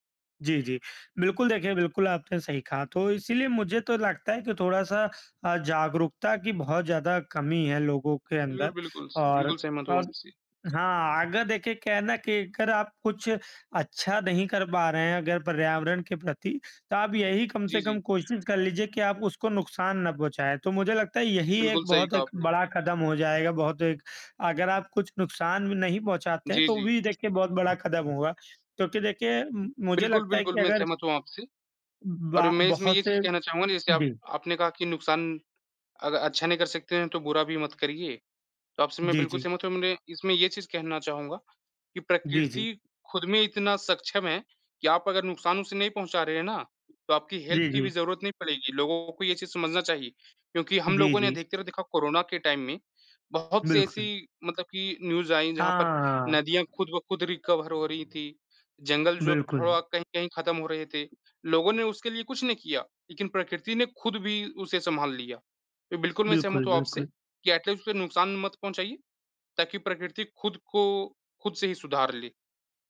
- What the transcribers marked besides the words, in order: in English: "हेल्प"; in English: "टाइम"; in English: "न्यूज़"; other background noise; in English: "रिकवर"; in English: "एट लीस्ट"
- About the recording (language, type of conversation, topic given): Hindi, unstructured, क्या पर्यावरण संकट मानवता के लिए सबसे बड़ा खतरा है?